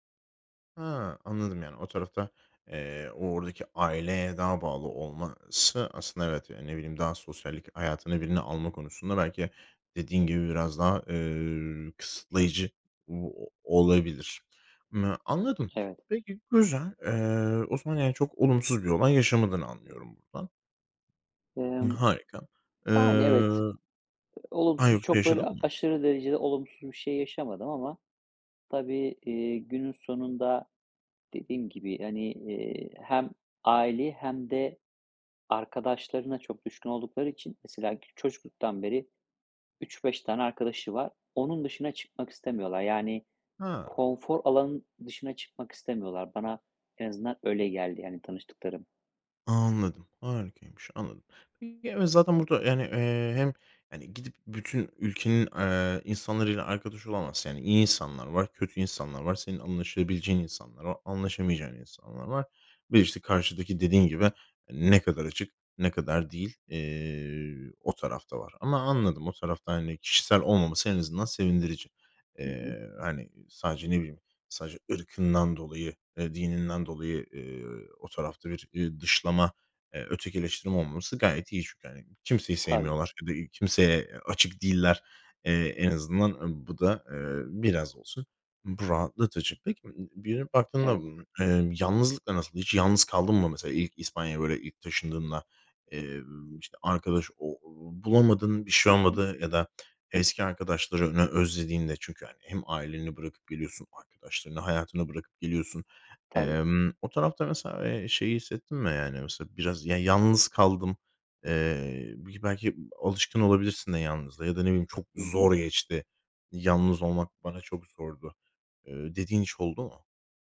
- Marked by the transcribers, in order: other background noise; tapping
- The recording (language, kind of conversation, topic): Turkish, podcast, Yabancı bir şehirde yeni bir çevre nasıl kurulur?